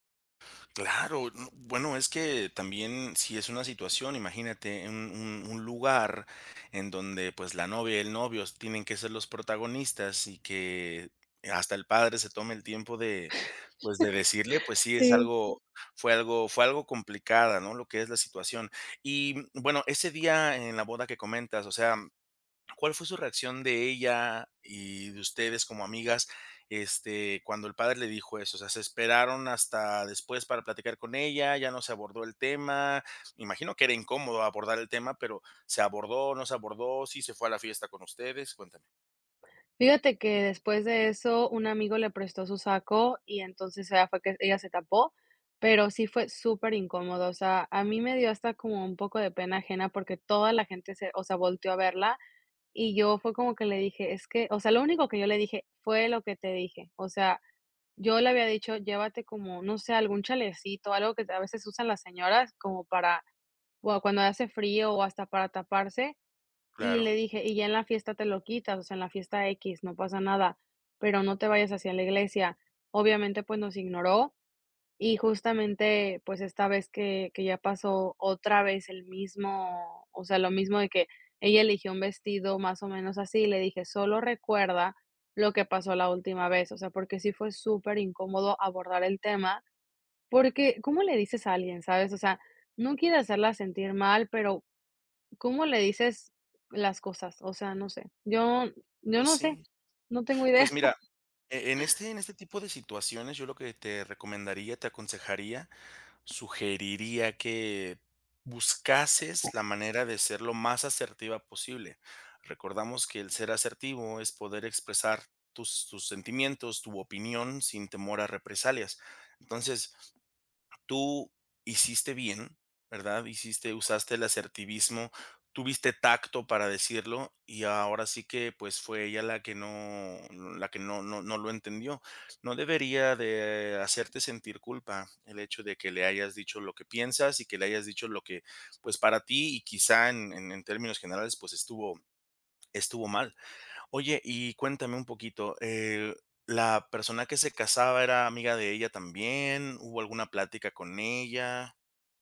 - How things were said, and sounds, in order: laugh; tapping; chuckle; other background noise
- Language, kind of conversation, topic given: Spanish, advice, ¿Cómo puedo resolver un malentendido causado por mensajes de texto?